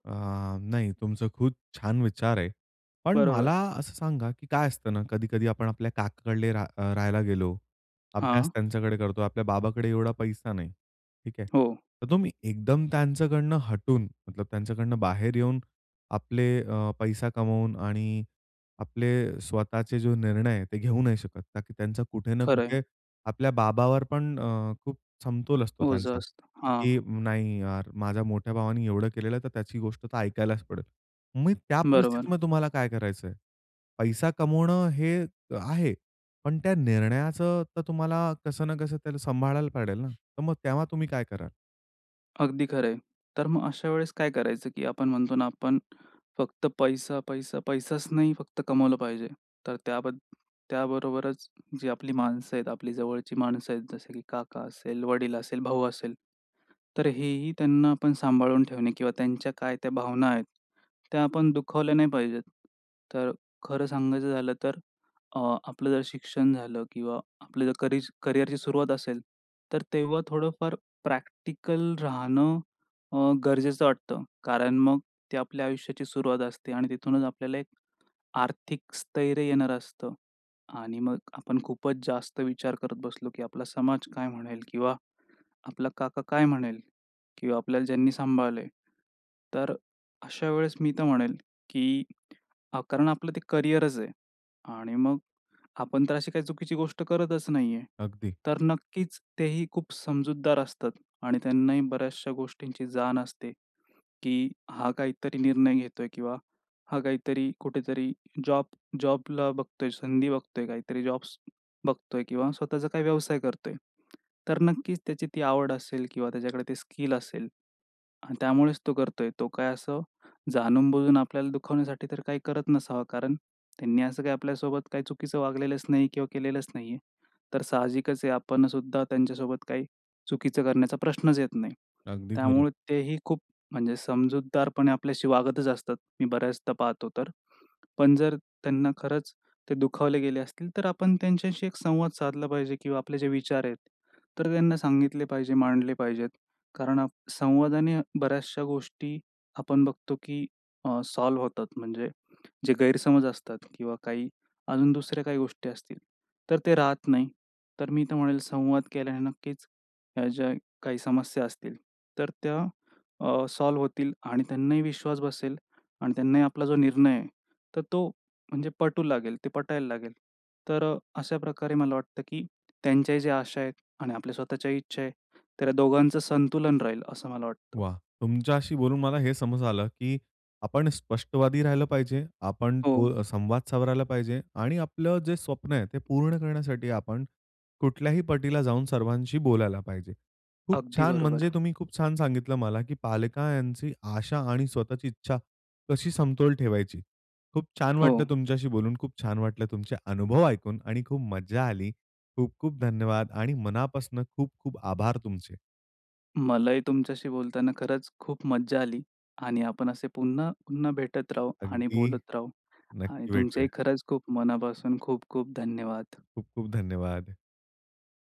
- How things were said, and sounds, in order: "खूप" said as "खूच"; tapping; other background noise
- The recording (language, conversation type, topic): Marathi, podcast, पालकांच्या अपेक्षा आणि स्वतःच्या इच्छा यांचा समतोल कसा साधता?